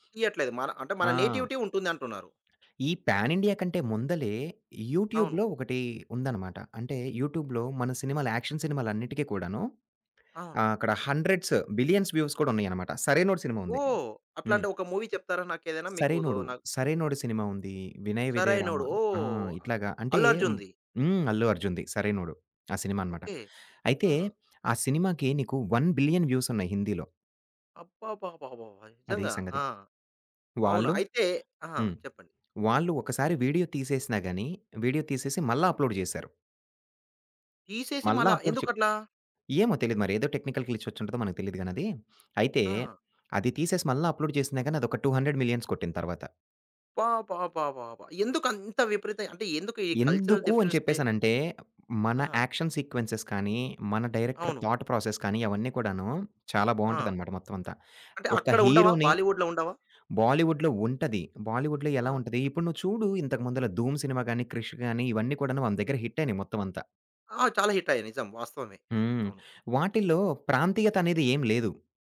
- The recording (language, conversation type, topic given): Telugu, podcast, బాలీవుడ్ మరియు టాలీవుడ్‌ల పాపులర్ కల్చర్‌లో ఉన్న ప్రధాన తేడాలు ఏమిటి?
- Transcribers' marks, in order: other background noise; in English: "నేటివిటీ"; in English: "ప్యాన్ ఇండియా"; in English: "యూట్యూబ్‌లో"; in English: "యూట్యూబ్‌లో"; in English: "యాక్షన్"; in English: "హండ్రెడ్స్, బిలియన్స్ వ్యూస్"; in English: "మూవీ"; in English: "వన్ బిలియన్ వ్యూస్"; in English: "అప్‌లోడ్"; in English: "అప్‌లోడ్"; in English: "టెక్నికల్ గ్లిచ్"; in English: "అప్‌లోడ్"; in English: "టు హండ్రెడ్ మిలియన్స్"; in English: "కల్చరల్ డిఫరెన్స్‌దే"; in English: "యాక్షన్ సీక్వెన్సె‌స్"; in English: "డైరెక్టర్ థాట్ ప్రాసెస్"; in English: "బాలీవుడ్‌లో"; in English: "బాలీవుడ్‌లో"; in English: "బాలీవుడ్‌లో"